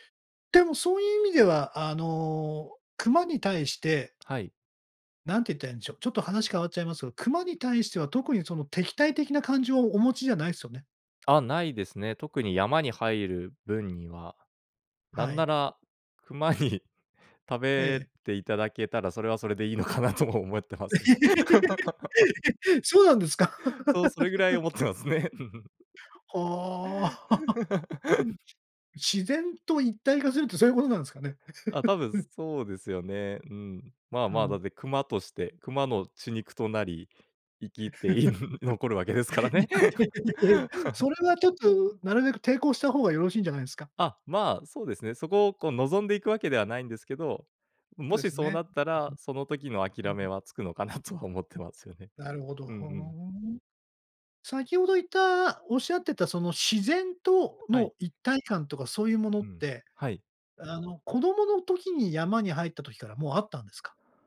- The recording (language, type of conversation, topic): Japanese, podcast, 登山中、ものの見方が変わったと感じた瞬間はありますか？
- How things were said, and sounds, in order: chuckle; laughing while speaking: "いいのかなとも思ってますね"; laugh; laugh; laughing while speaking: "思ってますね"; laugh; chuckle; other noise; laugh; laugh; laugh; laughing while speaking: "いや、いや いや いや"; laughing while speaking: "生きて残るわけですからね"; laugh; laughing while speaking: "かなとは思ってますよね"